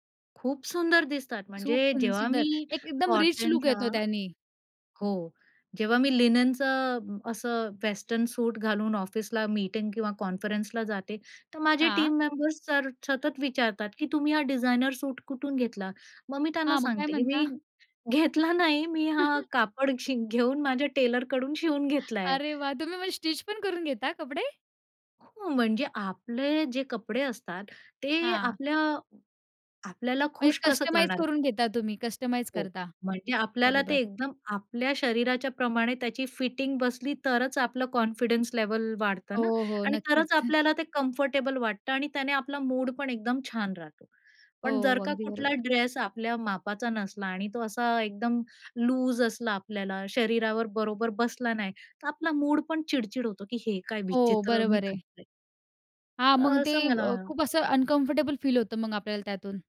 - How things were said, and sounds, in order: stressed: "खूप सुंदर"; in English: "रिच"; in English: "टीम मेंबर्स"; "सतत" said as "छतत"; tapping; laughing while speaking: "घेतला नाही"; chuckle; laughing while speaking: "अरे वाह! तुम्ही मग स्टिचपण करून घेता कपडे?"; other background noise; in English: "कॉन्फिडन्स लेव्हल"; chuckle; in English: "कम्फर्टेबल"; in English: "अनकम्फर्टेबल फील"
- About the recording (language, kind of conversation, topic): Marathi, podcast, तुमच्या कपड्यांतून तुमचा मूड कसा व्यक्त होतो?